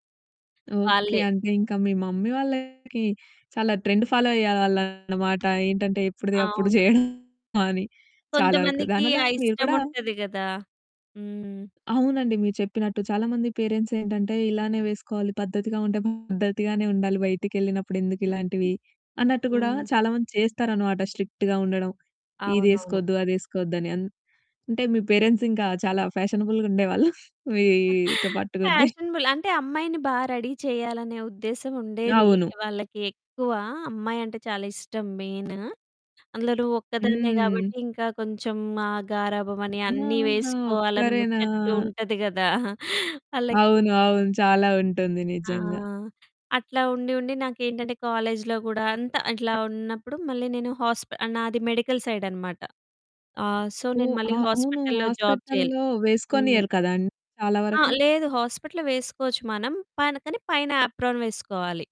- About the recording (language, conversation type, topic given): Telugu, podcast, మీ దుస్తుల శైలి మీ వ్యక్తిత్వాన్ని ఎలా తెలియజేస్తుంది?
- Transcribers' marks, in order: other background noise; in English: "మమ్మీ"; distorted speech; in English: "ట్రెండ్ ఫాలో"; static; in English: "పేరెంట్స్"; in English: "స్ట్రిక్ట్‌గా"; in English: "పేరెంట్స్"; in English: "ఫ్యాషనబుల్‌గుండేవాళ్ళు"; laughing while speaking: "ఫ్యాషనబుల్"; in English: "ఫ్యాషనబుల్"; giggle; in English: "రెడీ"; laughing while speaking: "ఉంటది గదా! వాళ్ళకి"; in English: "మెడికల్ సైడ్"; in English: "సో"; in English: "హాస్పిటల్‌లో జాబ్"; in English: "హాస్పిటల్‌లో"; in English: "హాస్పిటల్‌లో"; in English: "ఆప్రాన్"